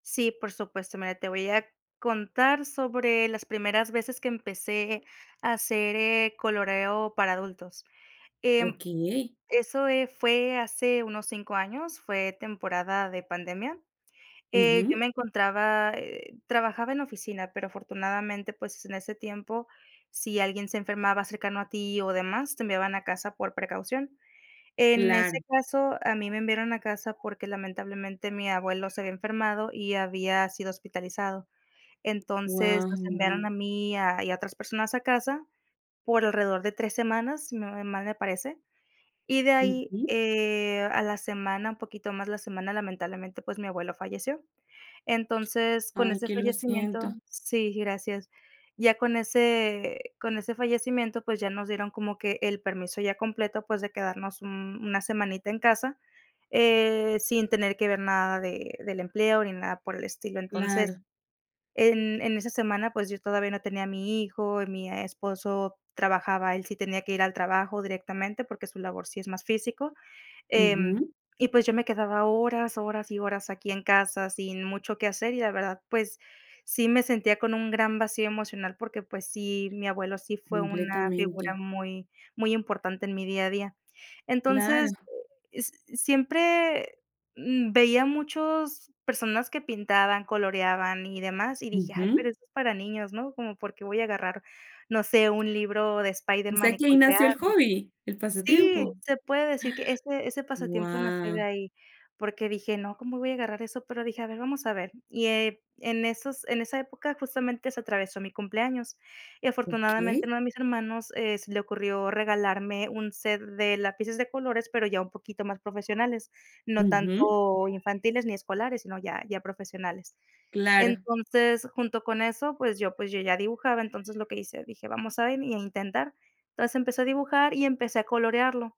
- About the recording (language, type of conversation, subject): Spanish, podcast, ¿Qué impacto emocional te genera practicar ese pasatiempo?
- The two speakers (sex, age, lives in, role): female, 20-24, United States, host; female, 30-34, Mexico, guest
- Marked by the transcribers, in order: other background noise; inhale